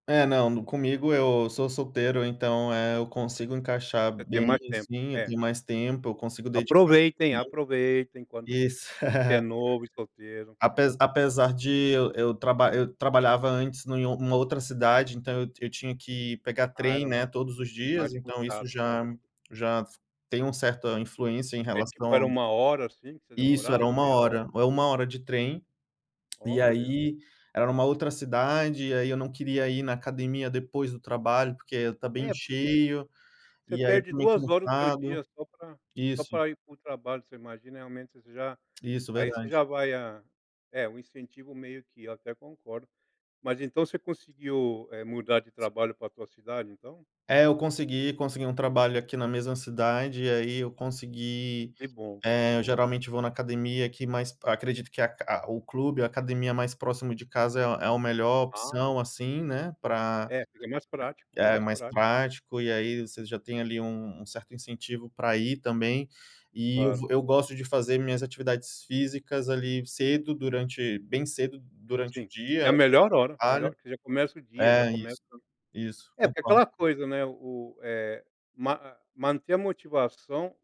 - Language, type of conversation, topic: Portuguese, unstructured, Como o esporte ajuda a aliviar o estresse?
- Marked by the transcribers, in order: unintelligible speech; other background noise; chuckle; tapping; unintelligible speech